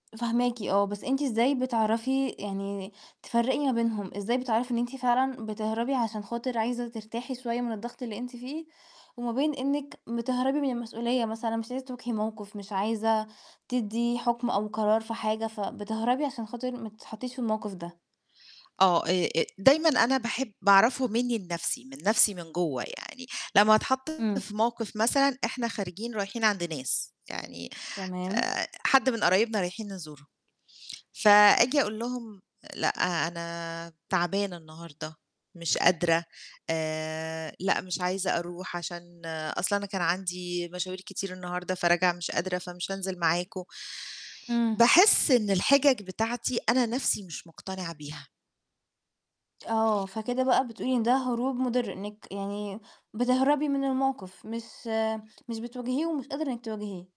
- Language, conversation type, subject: Arabic, podcast, إزاي نفرّق بين الهروب الصحي والهروب المضر؟
- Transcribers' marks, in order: tapping; distorted speech